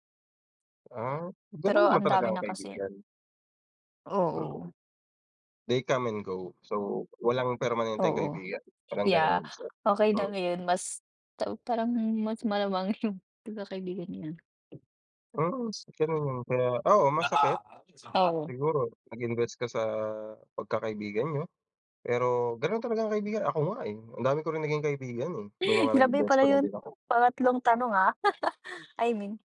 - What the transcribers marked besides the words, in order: tapping; in English: "they come and go"; chuckle; unintelligible speech; background speech; laugh
- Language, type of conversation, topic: Filipino, unstructured, Ano ang nararamdaman mo kapag nasasaktan ang tiwala mo sa isang tao?